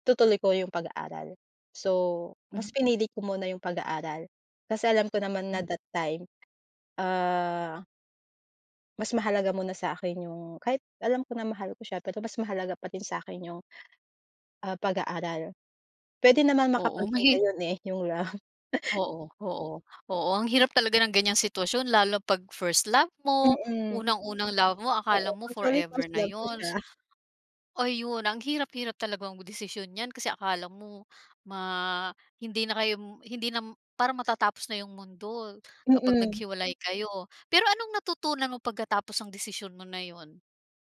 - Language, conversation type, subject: Filipino, podcast, Saan ka humihingi ng payo kapag kailangan mong gumawa ng malaking pasya?
- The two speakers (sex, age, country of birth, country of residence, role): female, 30-34, Philippines, Philippines, guest; female, 55-59, Philippines, Philippines, host
- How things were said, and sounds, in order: other background noise; chuckle; background speech